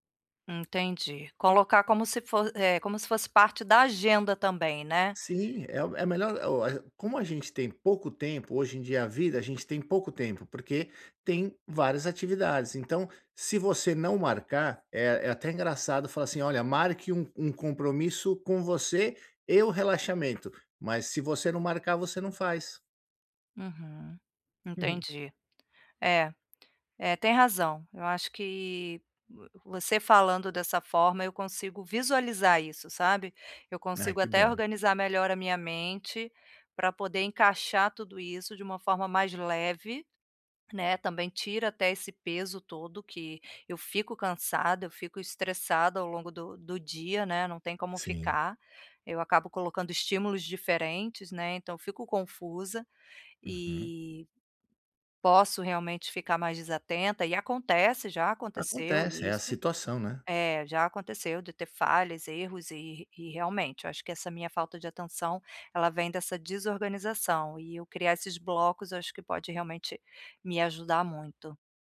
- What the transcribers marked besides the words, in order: none
- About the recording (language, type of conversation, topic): Portuguese, advice, Como lidar com a culpa ou a ansiedade ao dedicar tempo ao lazer?